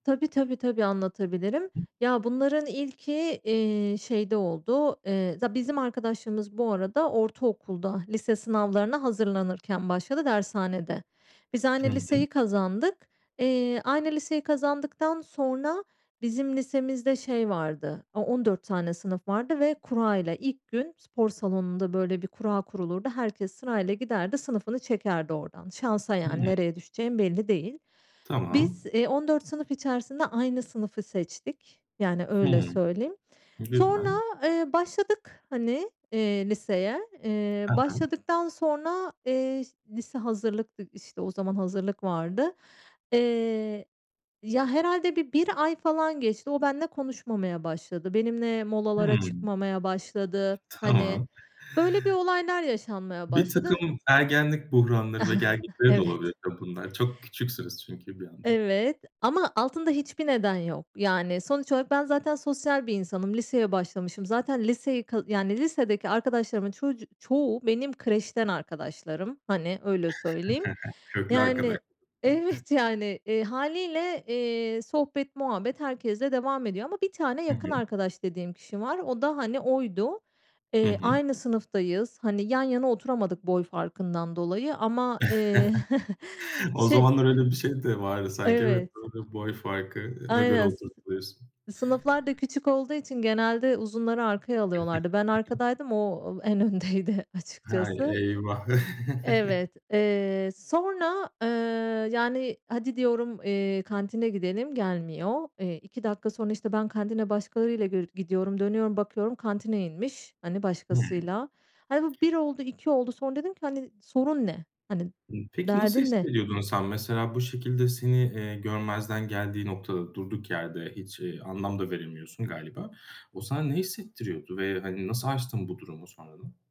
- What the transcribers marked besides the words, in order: other background noise; tapping; laughing while speaking: "tamam"; chuckle; chuckle; unintelligible speech; chuckle; unintelligible speech; laughing while speaking: "en öndeydi açıkçası"; chuckle; other noise
- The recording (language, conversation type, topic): Turkish, podcast, Pişman olduğun bir karardan nasıl ders çıkardın?